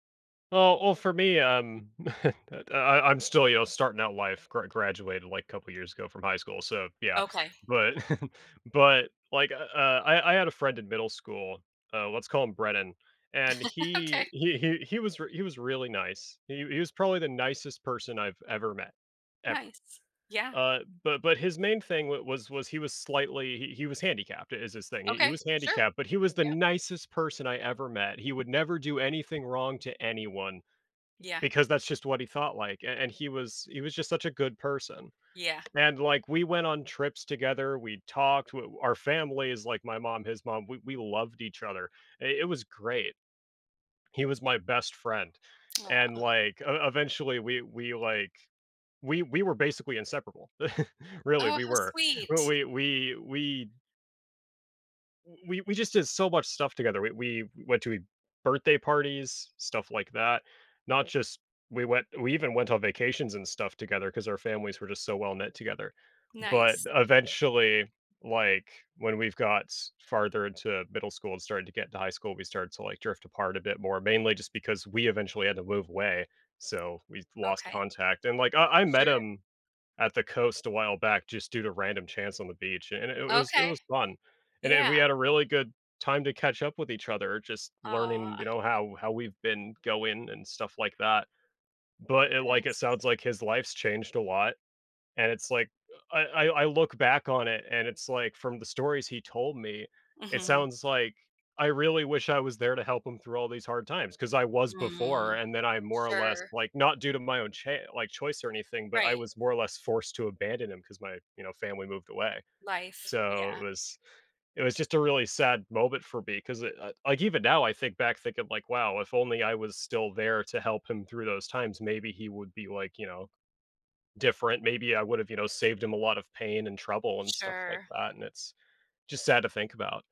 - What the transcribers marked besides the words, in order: chuckle; chuckle; laugh; other background noise; lip smack; chuckle; stressed: "we"
- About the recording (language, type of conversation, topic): English, unstructured, What lost friendship do you sometimes think about?